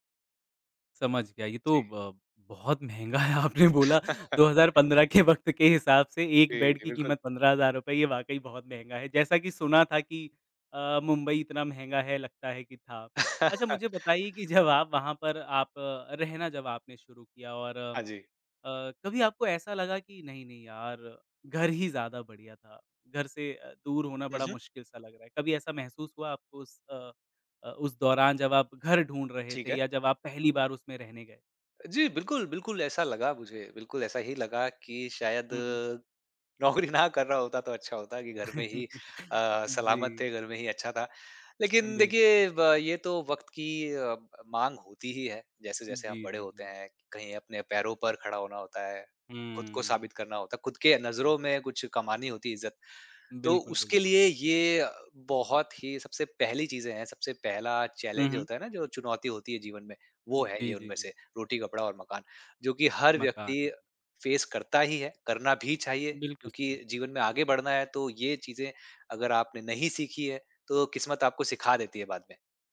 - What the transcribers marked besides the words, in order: laughing while speaking: "आपने बोला"; chuckle; laughing while speaking: "वक़्त"; in English: "बेड"; tapping; chuckle; laughing while speaking: "जब"; laughing while speaking: "नौकरी"; chuckle; in English: "चैलेंज"; in English: "फ़ेस"
- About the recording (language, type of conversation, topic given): Hindi, podcast, प्रवास के दौरान आपको सबसे बड़ी मुश्किल क्या लगी?